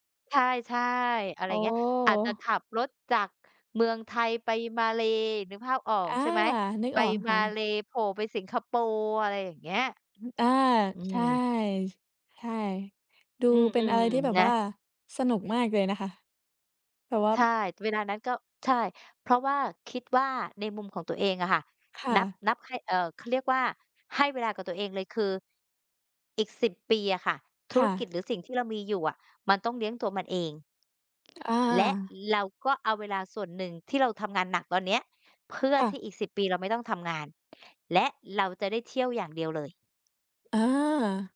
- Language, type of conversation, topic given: Thai, unstructured, คุณอยากให้ชีวิตของคุณเปลี่ยนแปลงไปอย่างไรในอีกสิบปีข้างหน้า?
- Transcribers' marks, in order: other background noise; tapping